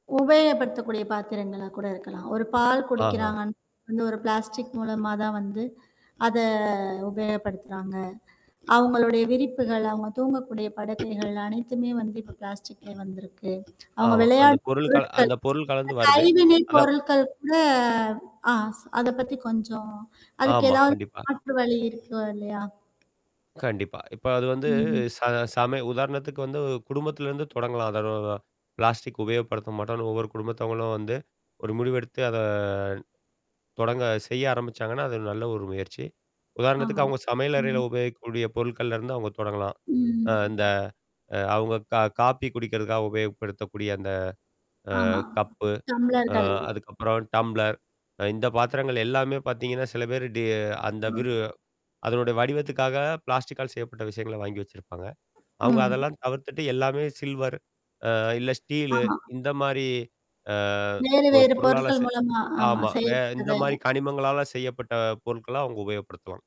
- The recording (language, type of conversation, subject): Tamil, podcast, பிளாஸ்டிக் இல்லாத வாழ்க்கையைத் தொடங்க முதலில் எங்கிருந்து ஆரம்பிக்க வேண்டும்?
- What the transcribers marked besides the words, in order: static; distorted speech; in English: "பிளாஸ்டிக்"; tapping; in English: "பிளாஸ்டிக்லே"; other noise; drawn out: "கூட"; in English: "பிளாஸ்டிக்"; drawn out: "அத"; drawn out: "ம்"; other background noise; in English: "பிளாஸ்டிக்கால்"